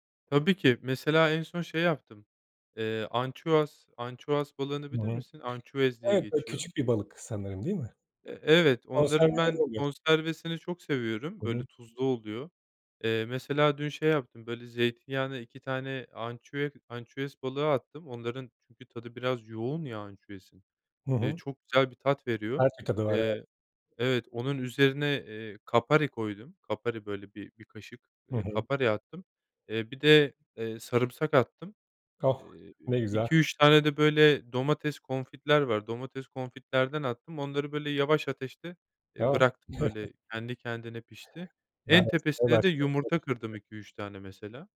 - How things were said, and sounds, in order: tapping; "ançüez" said as "ançuaz"; other background noise; in French: "confit'ler"; in French: "confit'lerden"; unintelligible speech; chuckle; unintelligible speech
- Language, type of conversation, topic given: Turkish, podcast, Yemek yaparken en çok nelere önem verirsin?